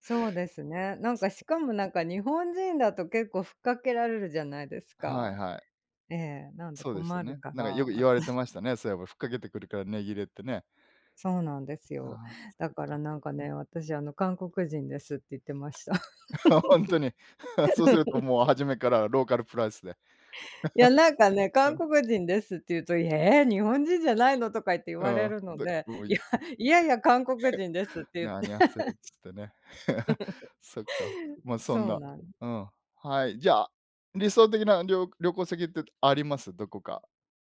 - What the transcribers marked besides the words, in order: other background noise; cough; laughing while speaking: "ほんとに"; chuckle; in English: "ローカルプライス"; chuckle; chuckle; in Korean: "アニョハセヨ"; chuckle
- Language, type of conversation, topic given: Japanese, unstructured, あなたの理想の旅行先はどこですか？